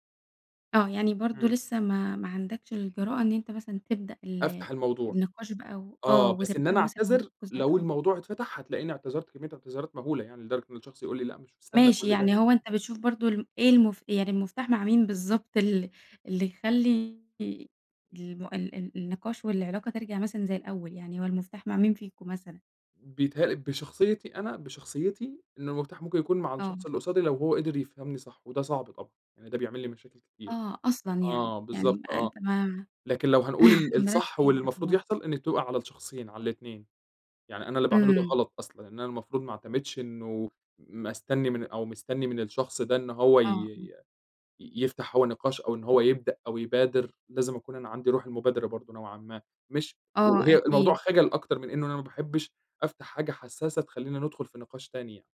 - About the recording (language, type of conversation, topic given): Arabic, podcast, إزاي تتعامل مع مكالمة أو كلام فيه سوء فهم؟
- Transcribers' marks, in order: unintelligible speech; laugh